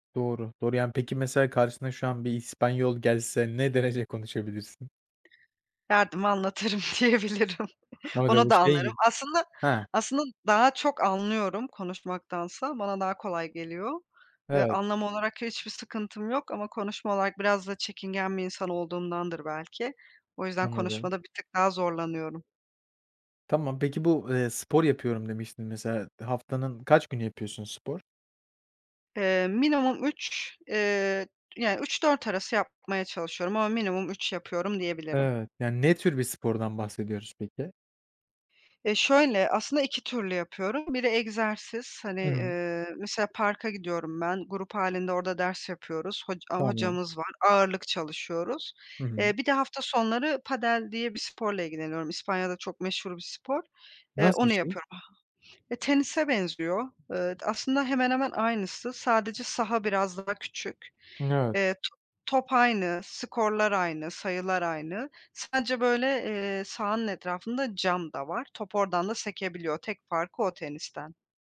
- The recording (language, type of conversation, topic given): Turkish, podcast, Hobiler günlük stresi nasıl azaltır?
- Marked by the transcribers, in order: laughing while speaking: "anlatırım diyebilirim"; unintelligible speech; other noise